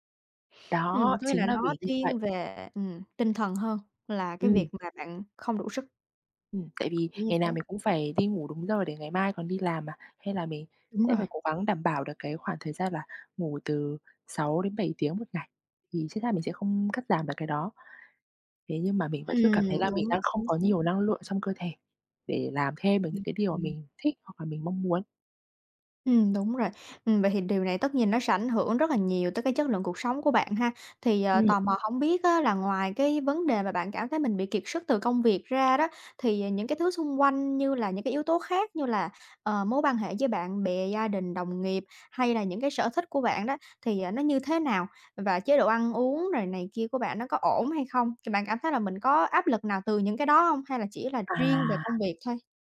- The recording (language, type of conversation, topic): Vietnamese, advice, Làm thế nào để vượt qua tình trạng kiệt sức và mất động lực sáng tạo sau thời gian làm việc dài?
- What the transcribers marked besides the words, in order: tapping; other background noise